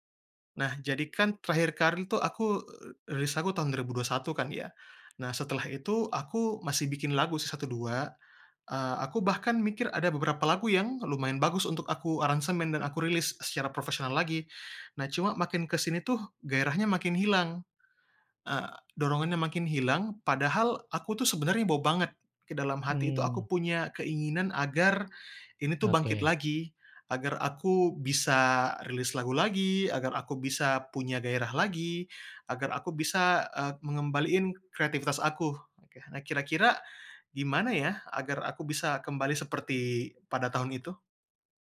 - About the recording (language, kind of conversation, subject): Indonesian, advice, Kapan kamu menyadari gairah terhadap hobi kreatifmu tiba-tiba hilang?
- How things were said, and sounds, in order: none